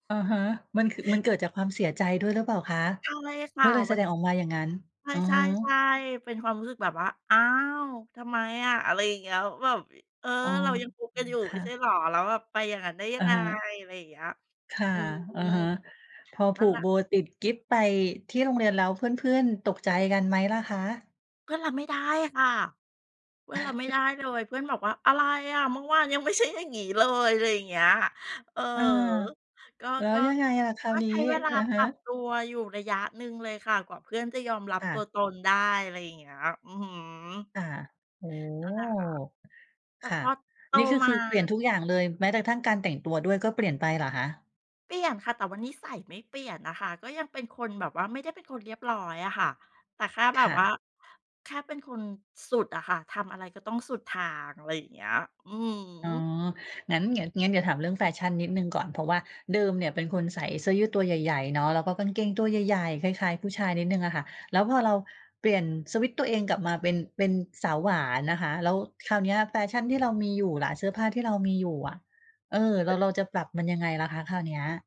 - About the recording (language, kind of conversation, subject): Thai, podcast, สไตล์การแต่งตัวที่ทำให้คุณรู้สึกว่าเป็นตัวเองเป็นแบบไหน?
- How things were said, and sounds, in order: chuckle; chuckle; laughing while speaking: "ไม่ใช่อย่างนี้เลย"; other background noise